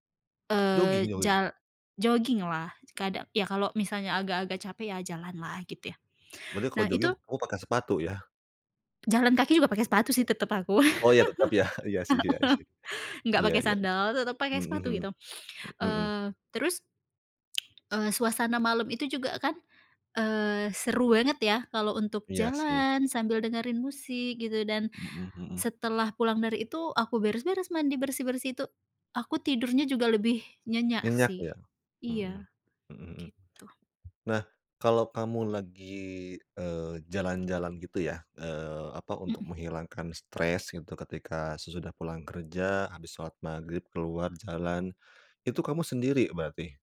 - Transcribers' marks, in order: other noise; chuckle; laugh; laughing while speaking: "heeh"; other background noise
- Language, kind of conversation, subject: Indonesian, podcast, Bagaimana cara kamu mengelola stres sehari-hari?